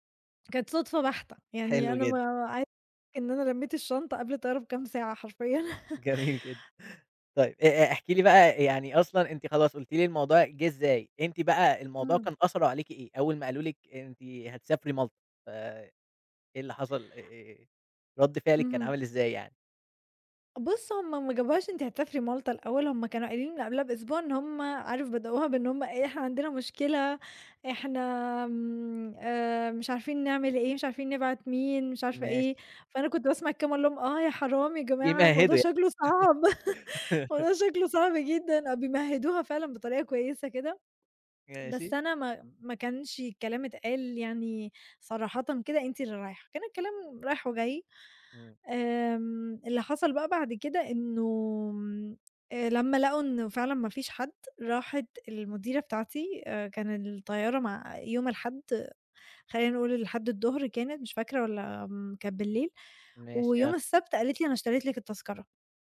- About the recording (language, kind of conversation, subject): Arabic, podcast, احكيلي عن مغامرة سفر ما هتنساها أبدًا؟
- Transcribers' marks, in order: unintelligible speech; chuckle; laughing while speaking: "جميل جدًا"; laugh; laugh; laughing while speaking: "الموضوع شكله صعب جدًا"